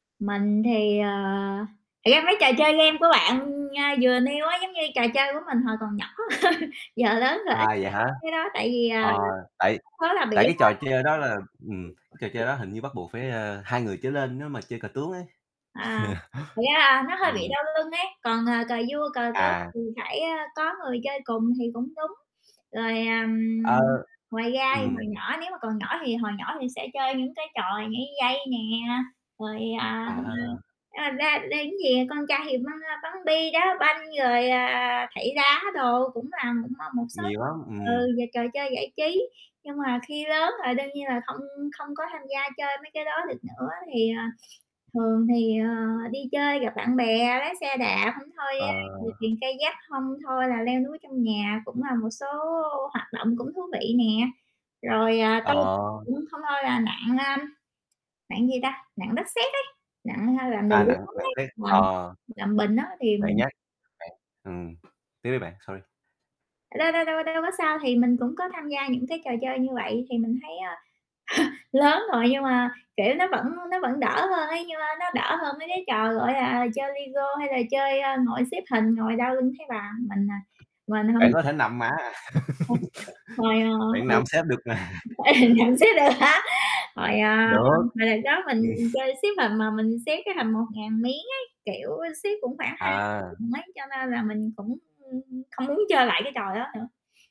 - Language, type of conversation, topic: Vietnamese, unstructured, Nếu không có máy chơi game, bạn sẽ giải trí vào cuối tuần như thế nào?
- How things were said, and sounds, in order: laugh; other background noise; distorted speech; unintelligible speech; tapping; chuckle; unintelligible speech; in English: "sorry"; chuckle; unintelligible speech; laugh; laughing while speaking: "ừ, nằm xếp được hả?"; laughing while speaking: "mà"; chuckle; unintelligible speech